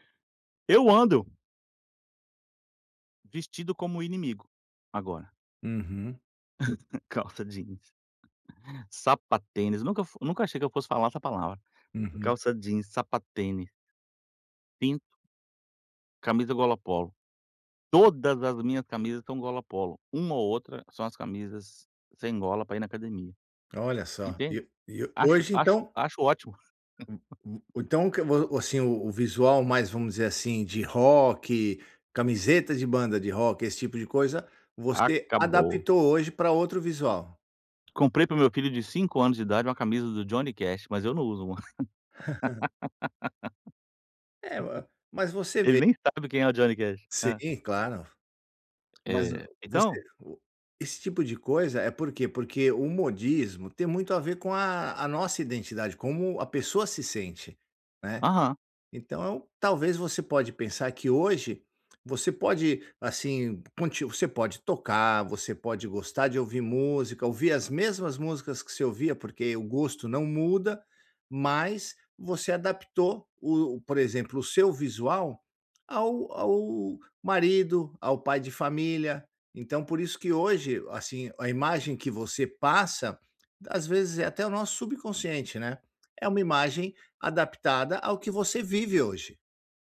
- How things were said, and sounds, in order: laugh; "sapatênis" said as "sapatêni"; stressed: "Todas"; laugh; laugh; laugh
- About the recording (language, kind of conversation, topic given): Portuguese, advice, Como posso resistir à pressão social para seguir modismos?